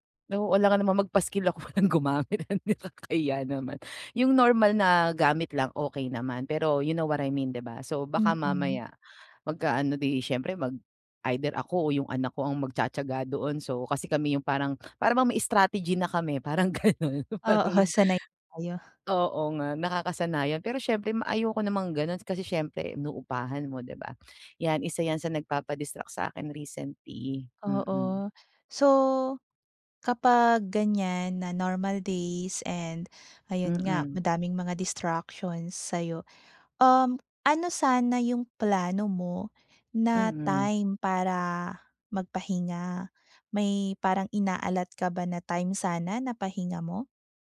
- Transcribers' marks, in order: laughing while speaking: "walang gumamit, nakakahiya naman"; laughing while speaking: "Oo"; laughing while speaking: "parang ganun, parang"
- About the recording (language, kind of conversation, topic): Filipino, advice, Paano ako makakapagpahinga sa bahay kahit maraming distraksyon?
- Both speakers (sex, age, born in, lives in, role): female, 30-34, Philippines, Philippines, advisor; female, 40-44, Philippines, Philippines, user